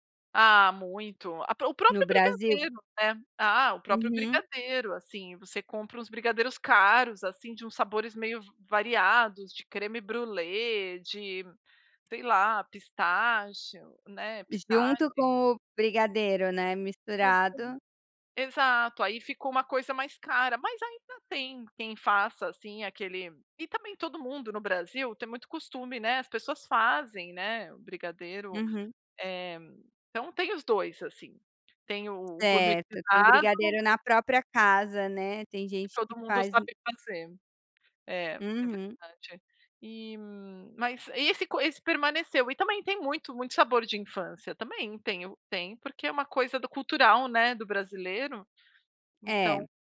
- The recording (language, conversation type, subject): Portuguese, podcast, Qual comida te traz lembranças fortes de infância?
- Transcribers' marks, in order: unintelligible speech